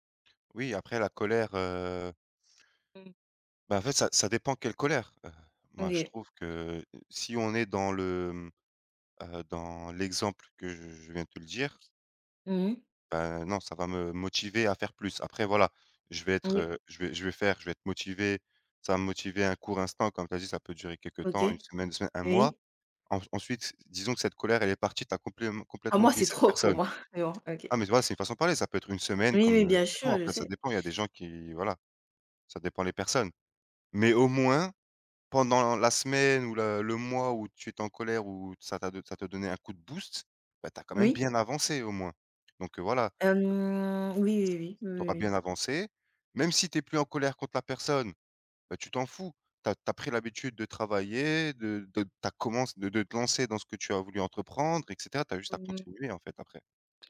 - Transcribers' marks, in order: stressed: "au moins"; drawn out: "Hem"; tapping
- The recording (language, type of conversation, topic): French, unstructured, Penses-tu que la colère peut aider à atteindre un but ?